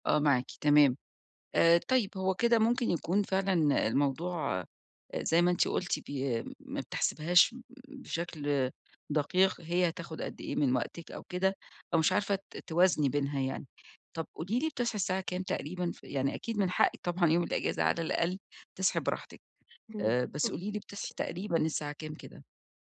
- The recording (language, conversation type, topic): Arabic, advice, إزاي أوازن بين الراحة وواجباتي الشخصية في عطلة الأسبوع؟
- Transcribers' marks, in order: other noise; tapping